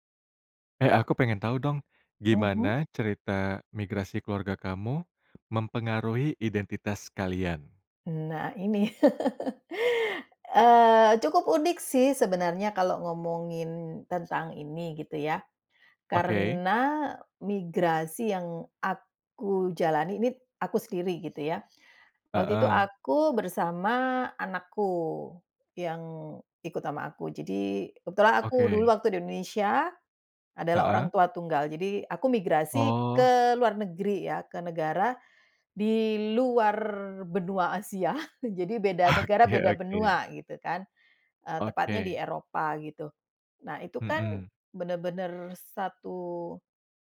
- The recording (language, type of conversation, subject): Indonesian, podcast, Bagaimana cerita migrasi keluarga memengaruhi identitas kalian?
- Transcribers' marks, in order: tapping; laugh; chuckle; laughing while speaking: "Oke"